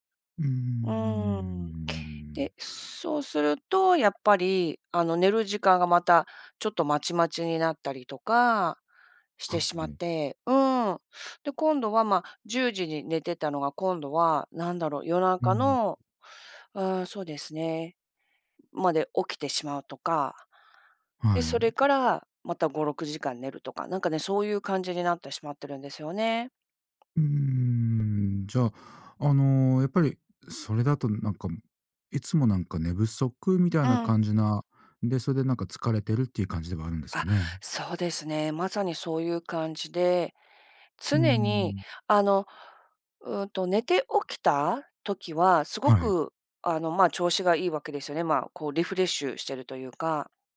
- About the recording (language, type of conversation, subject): Japanese, advice, 生活リズムが乱れて眠れず、健康面が心配なのですがどうすればいいですか？
- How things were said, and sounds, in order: unintelligible speech; other noise; tapping